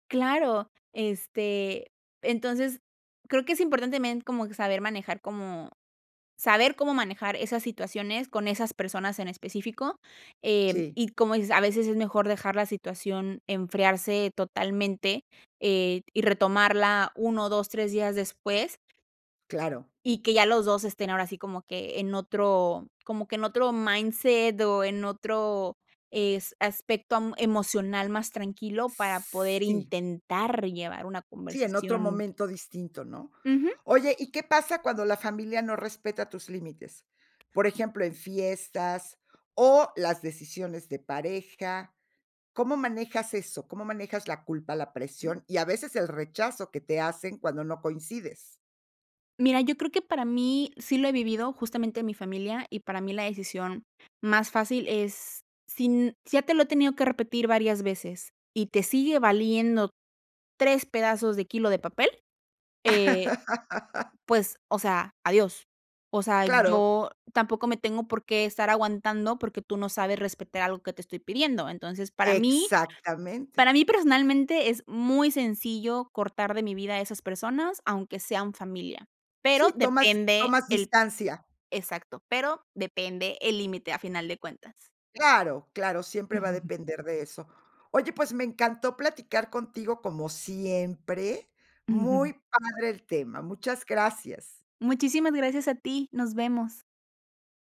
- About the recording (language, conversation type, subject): Spanish, podcast, ¿Cómo explicas tus límites a tu familia?
- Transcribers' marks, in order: other background noise; tapping; other noise; laugh